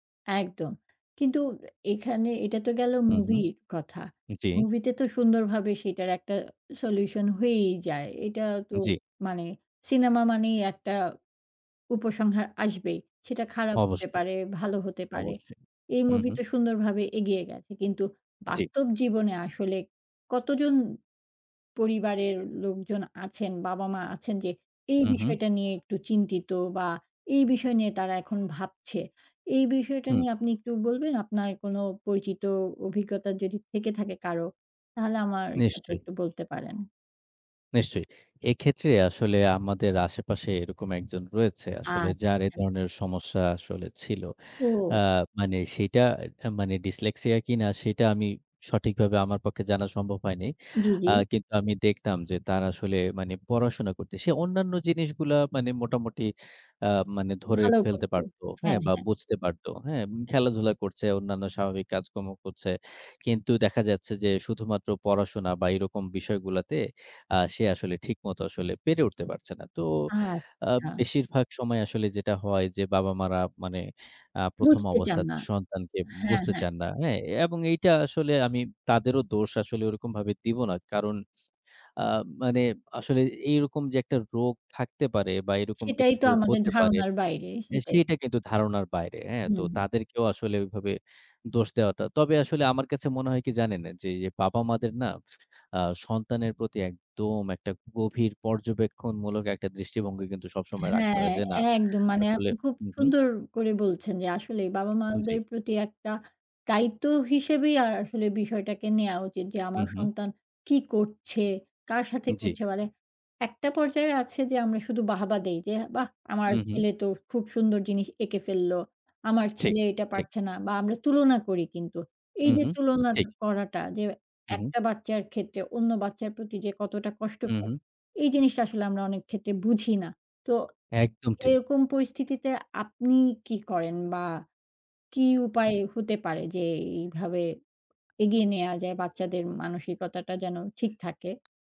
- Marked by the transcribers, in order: tapping; in English: "solution"
- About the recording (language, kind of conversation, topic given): Bengali, podcast, কোন সিনেমা তোমার আবেগকে গভীরভাবে স্পর্শ করেছে?